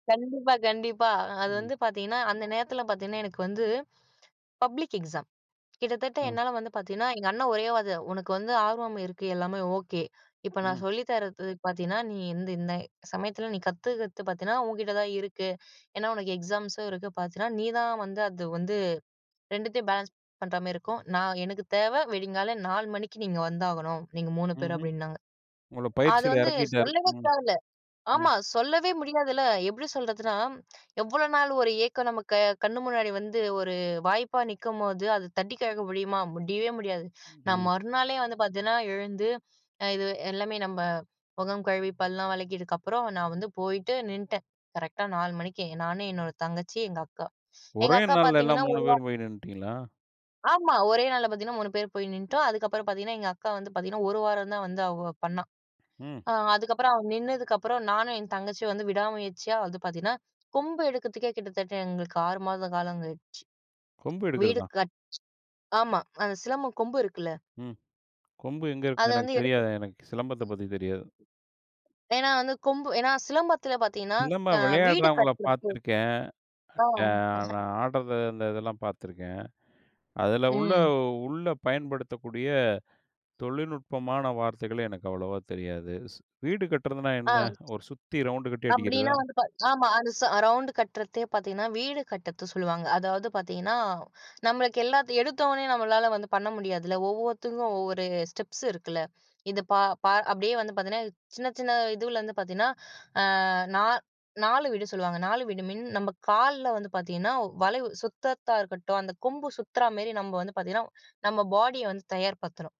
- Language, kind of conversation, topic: Tamil, podcast, உங்கள் கலை அடையாளம் எப்படி உருவானது?
- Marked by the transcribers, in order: in English: "பப்ளிக் எக்ஸாம்"; "விடியற்காலை" said as "விடிங்கால"; other noise; "கழிக்க" said as "கிழக்க"; other background noise; chuckle; in English: "ஸ்டெப்ஸ்"; "சுத்துறதா" said as "சுத்தத்த"